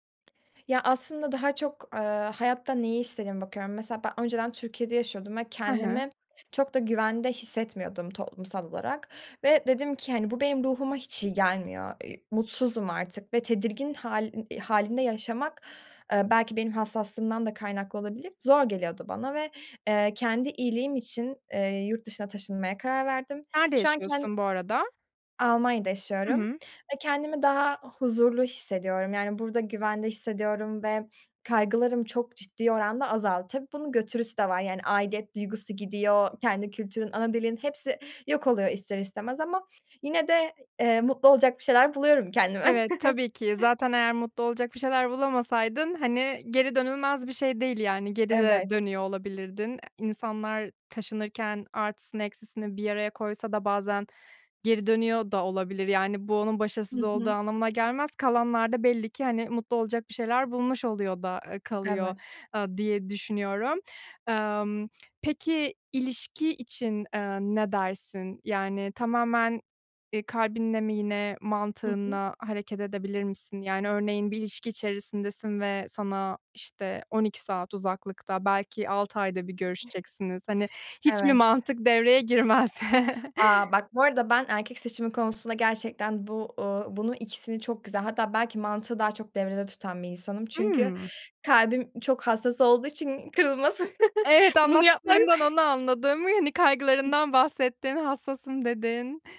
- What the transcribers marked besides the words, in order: tapping; other background noise; chuckle; chuckle; chuckle; laughing while speaking: "kırılması, bunu yapmak"
- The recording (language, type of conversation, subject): Turkish, podcast, Bir karar verirken içgüdüne mi yoksa mantığına mı daha çok güvenirsin?